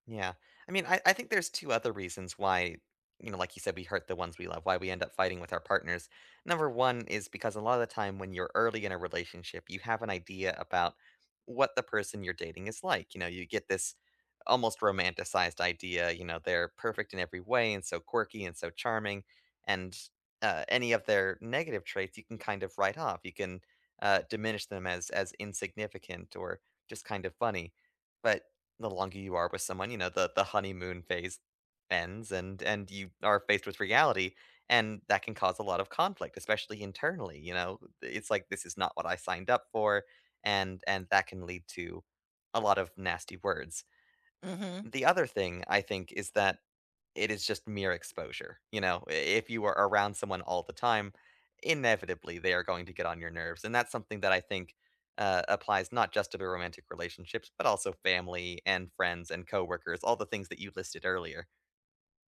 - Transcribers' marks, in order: tapping
- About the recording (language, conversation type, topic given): English, unstructured, What does a healthy relationship look like to you?